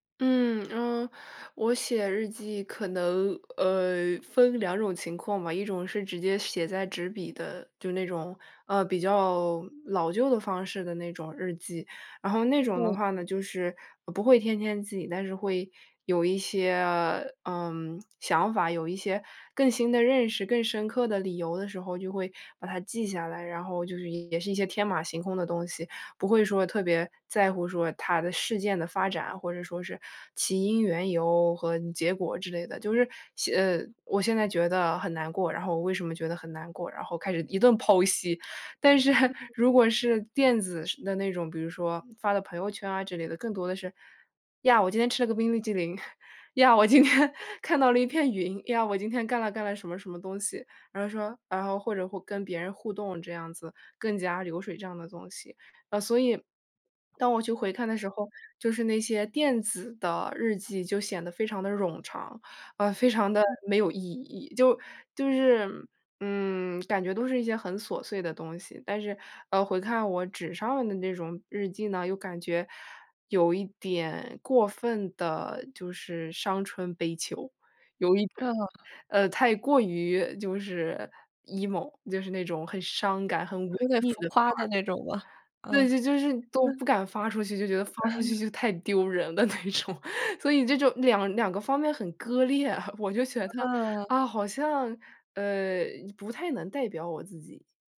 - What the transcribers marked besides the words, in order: laughing while speaking: "但是"; other noise; laughing while speaking: "今天"; swallow; in English: "emo"; chuckle; laughing while speaking: "那种"; laugh; chuckle
- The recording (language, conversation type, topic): Chinese, advice, 写作怎样能帮助我更了解自己？